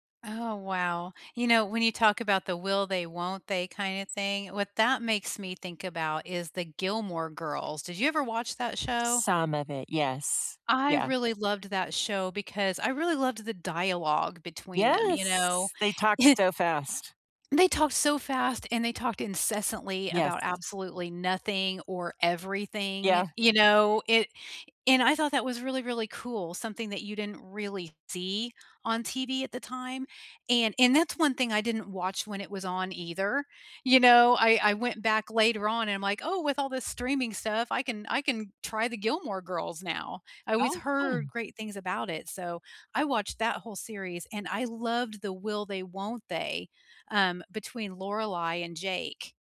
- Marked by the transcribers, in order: chuckle
- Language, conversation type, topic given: English, unstructured, Do you binge-watch shows all at once or savor episodes slowly, and why does that fit your life?
- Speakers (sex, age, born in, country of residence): female, 50-54, United States, United States; female, 60-64, United States, United States